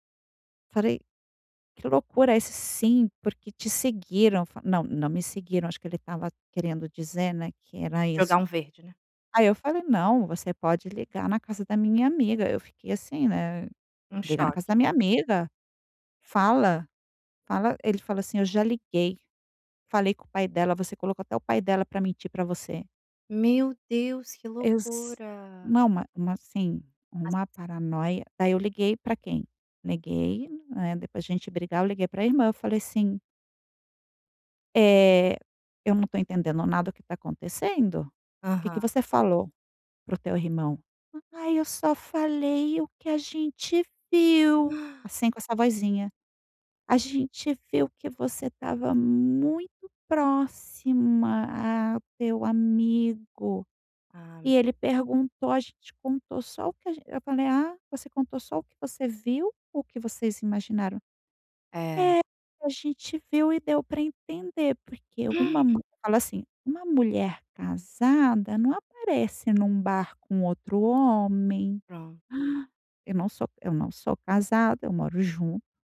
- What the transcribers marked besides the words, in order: tapping; unintelligible speech; other background noise; put-on voice: "Ai eu só falei o que a gente viu"; gasp; put-on voice: "A gente viu que você … que a gen"; put-on voice: "É, a gente viu e deu pra entender, porque uma mu"; gasp; put-on voice: "Uma mulher casada não aparece num bar com outro homem"; gasp
- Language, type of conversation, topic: Portuguese, advice, Como posso lidar com um término recente e a dificuldade de aceitar a perda?